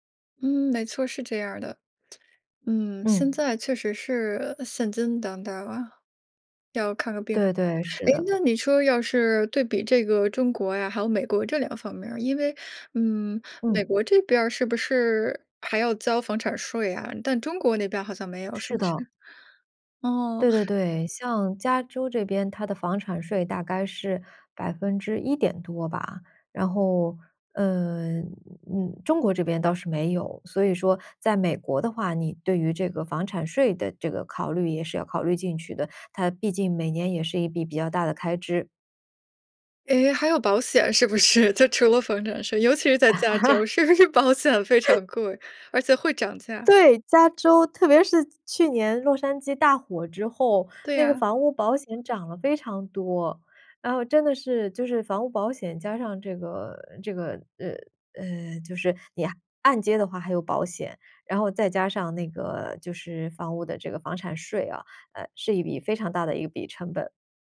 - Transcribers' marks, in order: lip smack; laughing while speaking: "是不是？"; laugh; laughing while speaking: "是不是"; laugh
- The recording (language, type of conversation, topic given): Chinese, podcast, 你该如何决定是买房还是继续租房？